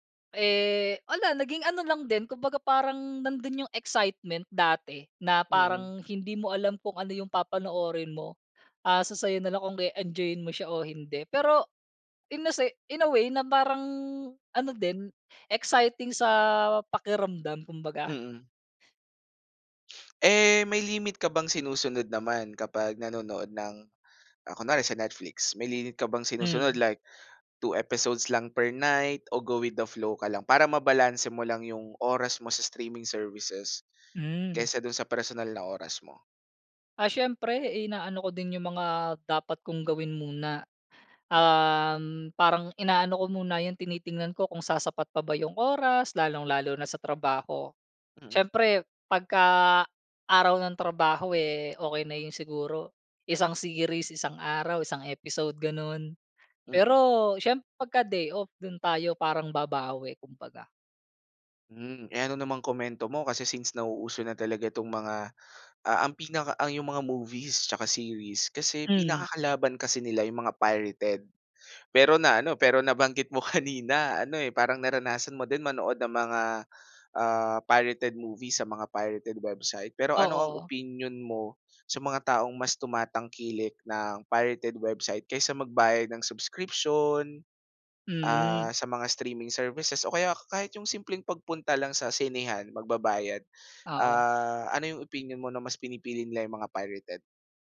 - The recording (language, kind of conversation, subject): Filipino, podcast, Paano nagbago ang panonood mo ng telebisyon dahil sa mga serbisyong panonood sa internet?
- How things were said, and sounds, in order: sniff; in English: "per night o go with the flow"; in English: "streaming services"; in English: "series"; other background noise; in English: "series"; in English: "pirated"; in English: "kanina"; in English: "pirated movies"; in English: "pirated website"; in English: "pirated website"; in English: "subscription"; in English: "streaming services"; in English: "pirated?"